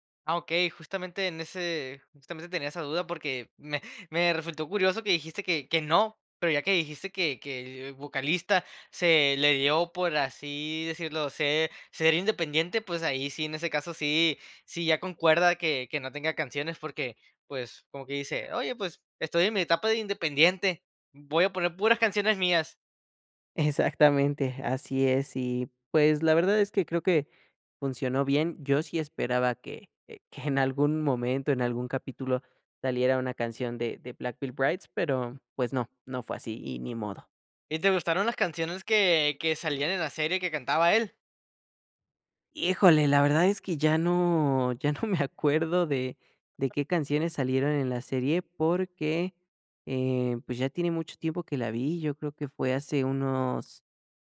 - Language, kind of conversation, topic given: Spanish, podcast, ¿Qué canción sientes que te definió durante tu adolescencia?
- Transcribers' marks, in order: laughing while speaking: "ya no"; other noise